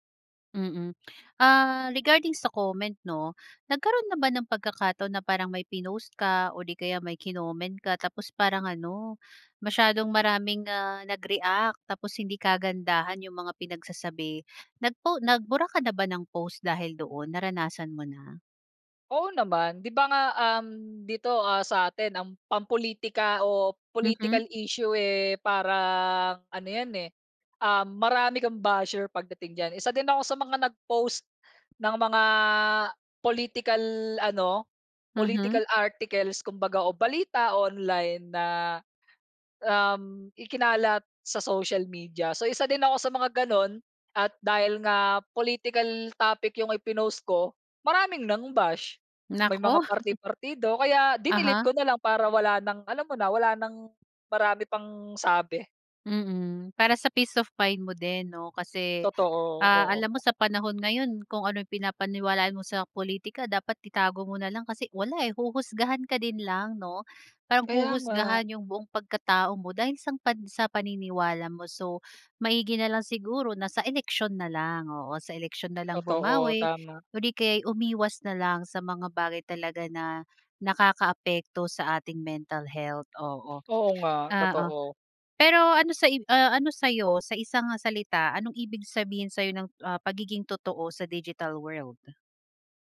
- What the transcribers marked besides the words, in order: stressed: "nag-post"; chuckle; tapping
- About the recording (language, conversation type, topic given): Filipino, podcast, Paano nakaaapekto ang midyang panlipunan sa paraan ng pagpapakita mo ng sarili?